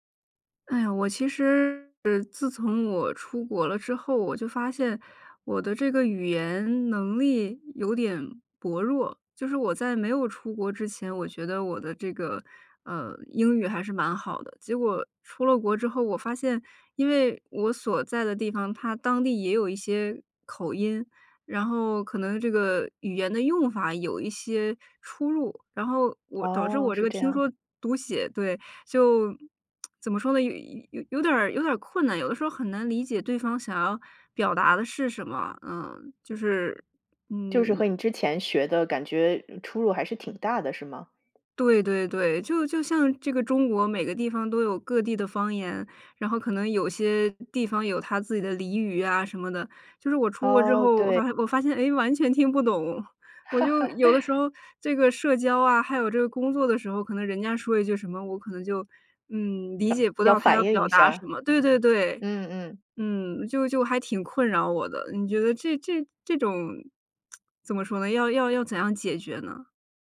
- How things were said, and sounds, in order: tapping; tsk; laugh; tsk
- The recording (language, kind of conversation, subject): Chinese, advice, 语言障碍如何在社交和工作中给你带来压力？